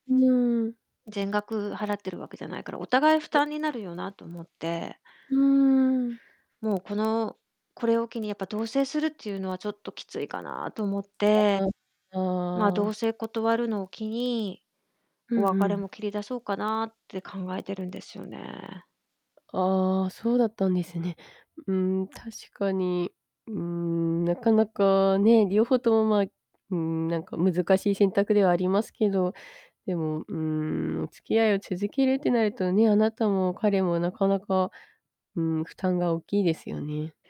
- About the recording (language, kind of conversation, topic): Japanese, advice, 恋人に別れを切り出すべきかどうか迷っている状況を説明していただけますか？
- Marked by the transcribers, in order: distorted speech